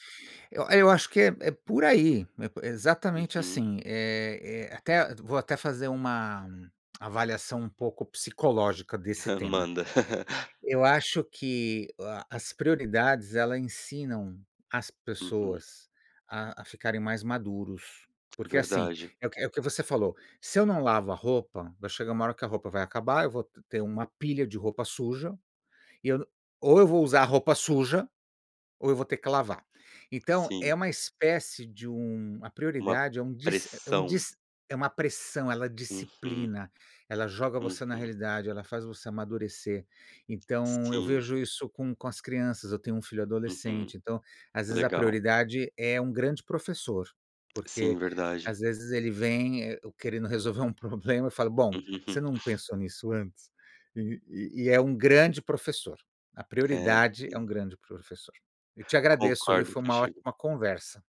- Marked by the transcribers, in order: chuckle; laugh; chuckle
- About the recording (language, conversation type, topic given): Portuguese, unstructured, Como você decide quais são as prioridades no seu dia a dia?
- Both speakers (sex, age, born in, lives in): male, 30-34, Brazil, Portugal; male, 55-59, Brazil, United States